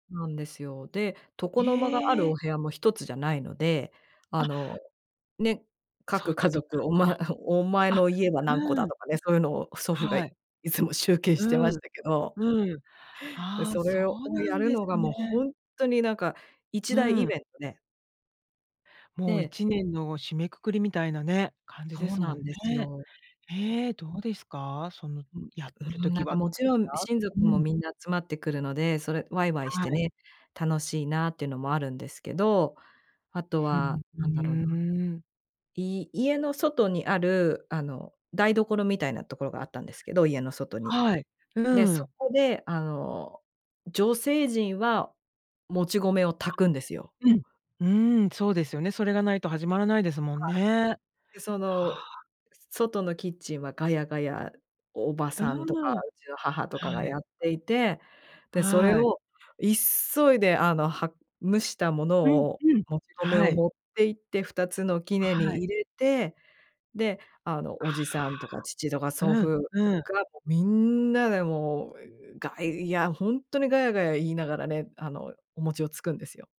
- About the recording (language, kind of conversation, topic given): Japanese, podcast, 子どもの頃に参加した伝統行事で、特に印象に残っていることは何ですか？
- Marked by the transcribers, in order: laughing while speaking: "集計してましたけど"